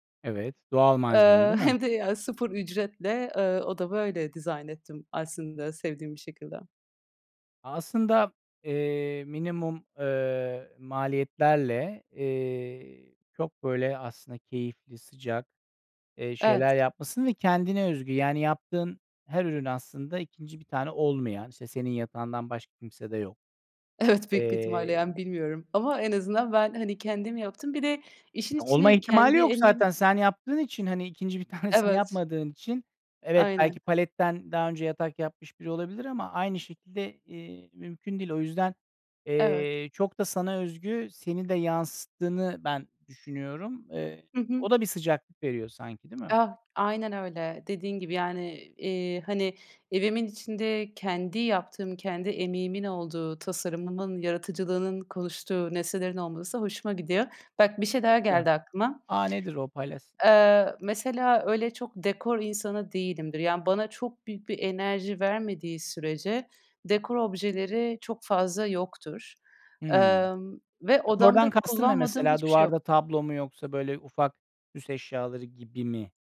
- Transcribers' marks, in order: other background noise; laughing while speaking: "hem de ya"; tapping; laughing while speaking: "Evet"; laughing while speaking: "bir tanesini"; unintelligible speech
- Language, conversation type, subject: Turkish, podcast, Evin içini daha sıcak hissettirmek için neler yaparsın?